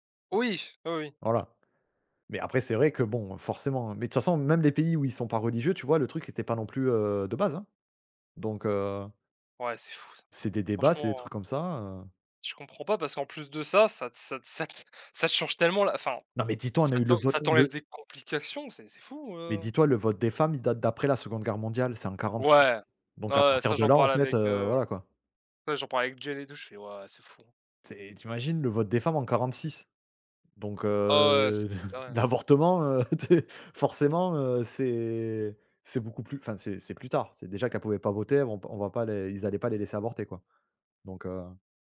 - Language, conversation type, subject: French, unstructured, Qu’est-ce qui te choque dans certaines pratiques médicales du passé ?
- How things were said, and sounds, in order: chuckle; laughing while speaking: "tu sais ?"